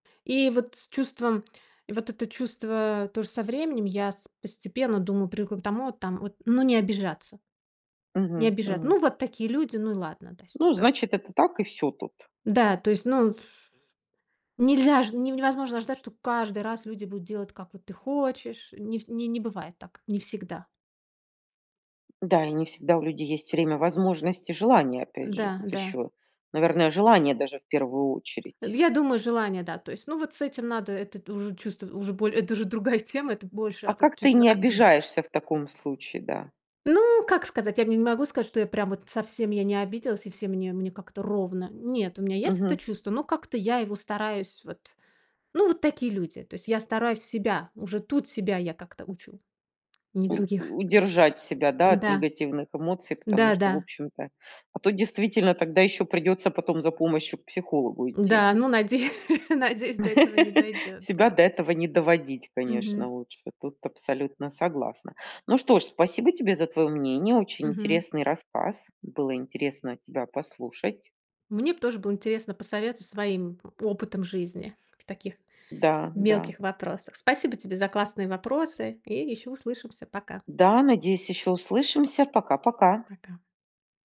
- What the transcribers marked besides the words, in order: tapping; laughing while speaking: "надеюсь надеюсь"; laugh
- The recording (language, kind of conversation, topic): Russian, podcast, Как понять, когда следует попросить о помощи?